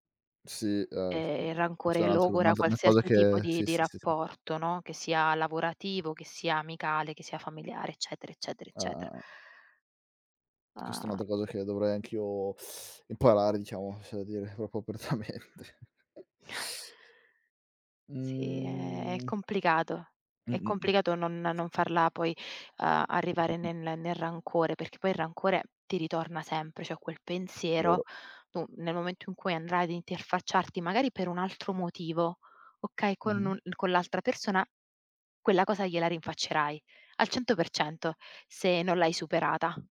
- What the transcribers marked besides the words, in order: teeth sucking; snort; "proprio" said as "propio"; laughing while speaking: "apertamente"; teeth sucking; drawn out: "Mhmm"; other background noise; "Cioè" said as "ceh"
- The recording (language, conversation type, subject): Italian, unstructured, Come gestisci la rabbia quando non ti senti rispettato?